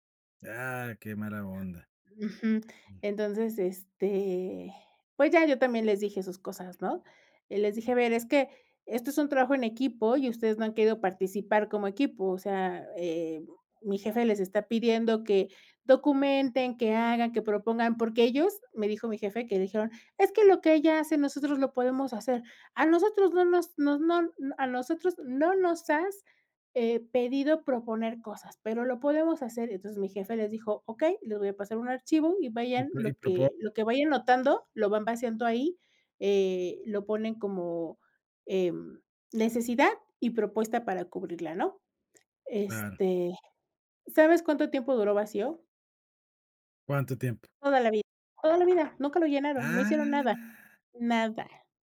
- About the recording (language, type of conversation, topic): Spanish, podcast, ¿Cómo manejas las críticas sin ponerte a la defensiva?
- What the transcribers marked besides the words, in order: other background noise